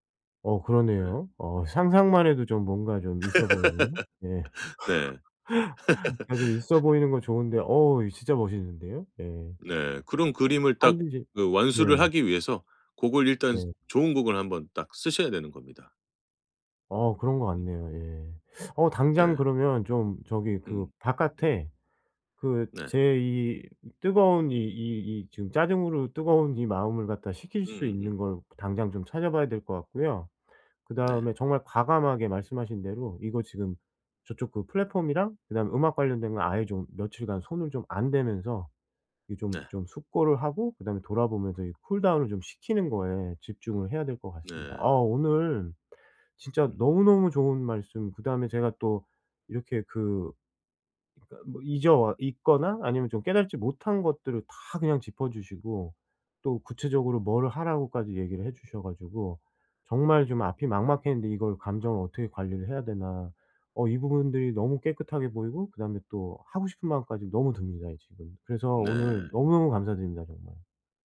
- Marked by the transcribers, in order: laugh; other background noise; laugh; in English: "쿨 다운을"
- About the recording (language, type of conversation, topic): Korean, advice, 친구의 성공을 보면 왜 자꾸 질투가 날까요?